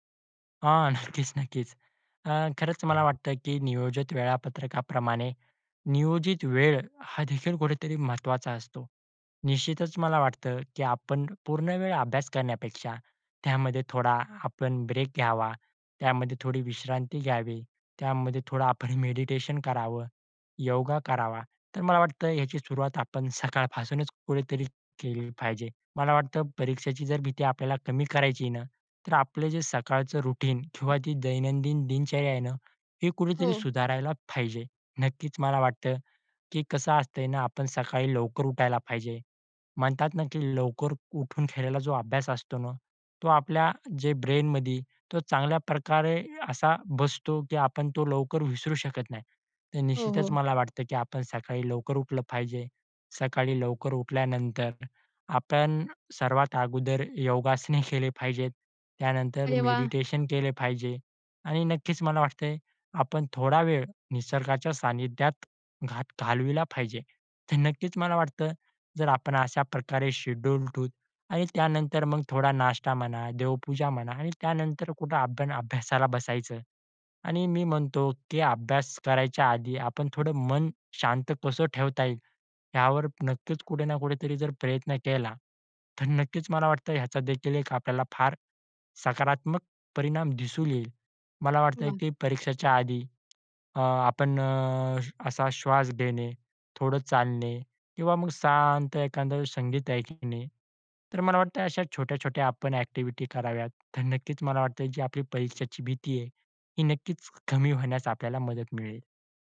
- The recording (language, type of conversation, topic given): Marathi, podcast, परीक्षेची भीती कमी करण्यासाठी तुम्ही काय करता?
- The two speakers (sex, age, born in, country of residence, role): female, 20-24, India, India, host; male, 20-24, India, India, guest
- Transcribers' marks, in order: laughing while speaking: "नक्कीच, नक्कीच"; other background noise; in English: "रूटीन"; in English: "ब्रेनमध्ये"; "ठेवून" said as "टू"; tapping